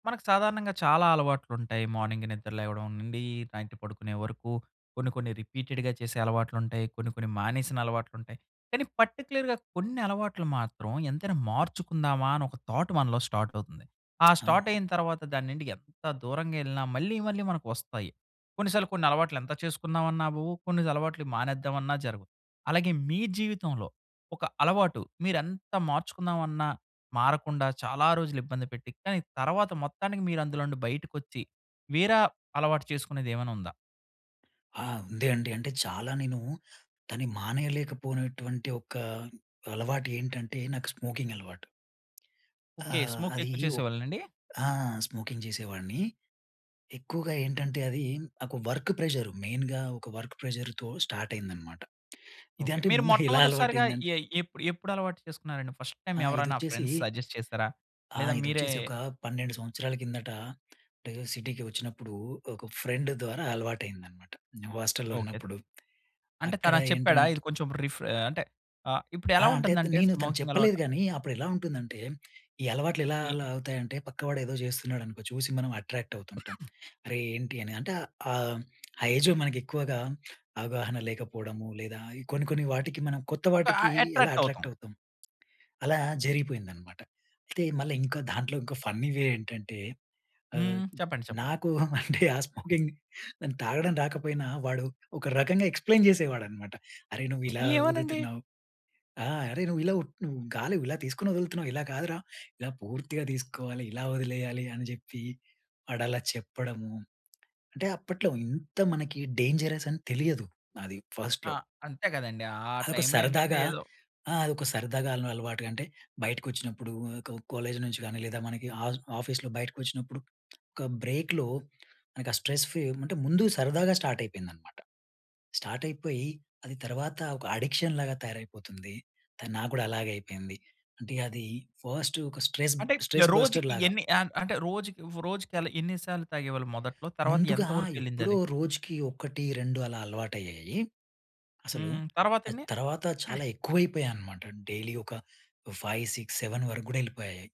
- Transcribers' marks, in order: in English: "మార్నింగ్"; in English: "నైట్"; in English: "రిపీటెడ్‌గా"; in English: "పర్టిక్యులర్‌గా"; in English: "థాట్"; in English: "స్టార్ట్"; in English: "స్టార్ట్"; in English: "స్మోకింగ్"; in English: "స్మోక్"; in English: "స్మోకింగ్"; in English: "వర్క్ ప్రెషర్ మెయిన్‌గా"; in English: "వర్క్ ప్రెషర్‌తో స్టార్ట్"; in English: "ఫస్ట్ టైమ్"; in English: "ఫ్రెండ్స్ సజెస్ట్"; in English: "సిటీకి"; in English: "ఫ్రెండ్"; in English: "స్మోకింగ్"; other noise; lip smack; in English: "ఏజ్‌లో"; in English: "అట్రాక్ట్"; in English: "అట్రాక్ట్"; in English: "ఫన్నీ వే"; chuckle; in English: "స్మోకింగ్"; in English: "ఎక్స్‌ప్లెయిన్"; in English: "డేంజరస్"; in English: "ఫస్ట్‌లో"; in English: "ఆఫీస్‌లో"; lip smack; in English: "బ్రేక్‌లో"; lip smack; in English: "స్ట్రెస్ ఫ్రీ"; in English: "స్టార్ట్"; in English: "స్టార్ట్"; in English: "అడిక్షన్‌లాగా"; in English: "ఫస్ట్"; in English: "స్ట్రెస్, బ్ స్ట్రెస్ బస్టర్‌లాగ"; throat clearing; in English: "ఫైవ్ సిక్స్ సెవెన్"
- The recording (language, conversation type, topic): Telugu, podcast, అలవాట్లను మార్చుకోవడానికి మీరు మొదట ఏం చేస్తారు?